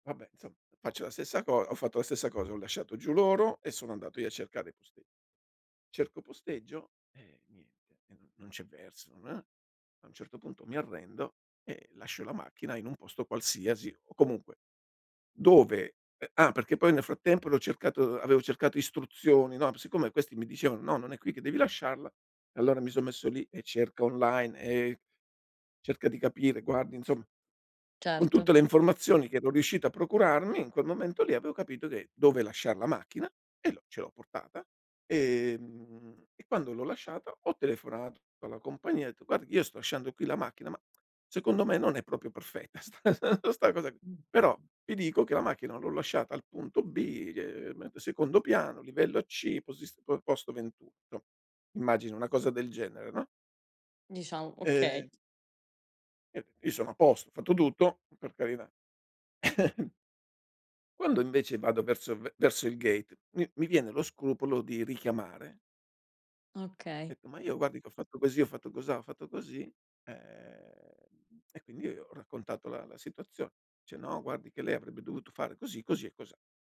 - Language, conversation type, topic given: Italian, podcast, Hai una storia divertente su un imprevisto capitato durante un viaggio?
- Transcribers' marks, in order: "insomma" said as "nsomm"; other background noise; tsk; laughing while speaking: "sta"; chuckle; chuckle; in English: "gate"